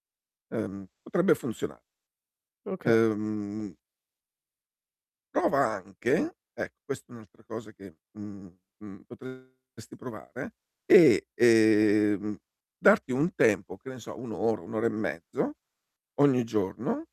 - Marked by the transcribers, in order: distorted speech; tapping
- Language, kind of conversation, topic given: Italian, advice, In che modo le interruzioni continue ti impediscono di concentrarti?